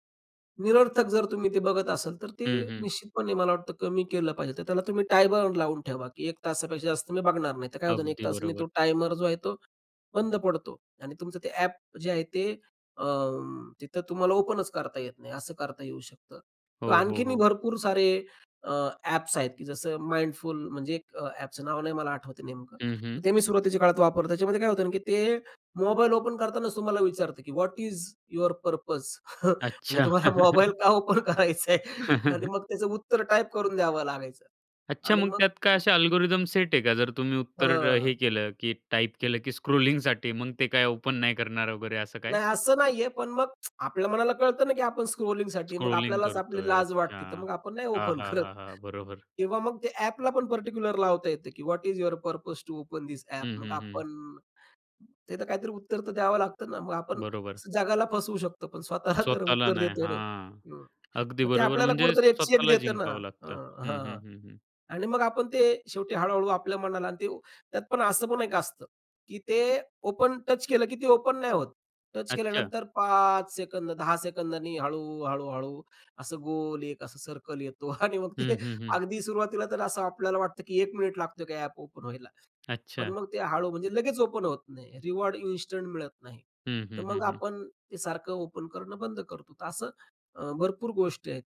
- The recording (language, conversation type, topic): Marathi, podcast, डिजिटल डिटॉक्सबद्दल तुमचे काय विचार आहेत?
- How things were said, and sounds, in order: tapping; in English: "ओपनच"; in English: "ओपन"; in English: "व्हॉट इज युवर पर्पज?"; chuckle; laughing while speaking: "म्हणजे तुम्हाला मोबाईल का ओपन … करून द्यावं लागायचं"; chuckle; other background noise; chuckle; in English: "ओपन"; unintelligible speech; in English: "अल्गोरिदम"; in English: "स्क्रॉलिंगसाठी"; in English: "ओपन"; in English: "स्क्रॉलिंगसाठी"; in English: "स्क्रॉलिंग"; laughing while speaking: "ओपन करत"; in English: "ओपन"; in English: "पार्टिक्युलर"; in English: "व्हॉट इज युवर पर्पज टू ओपन धिस ॲप"; laughing while speaking: "स्वतःला तर"; in English: "चेक"; in English: "ओपन"; in English: "ओपन"; drawn out: "पाच"; laughing while speaking: "आणि मग ते"; in English: "ओपन"; in English: "ओपन"; in English: "रिवॉर्ड इन्स्टंट"; in English: "ओपन"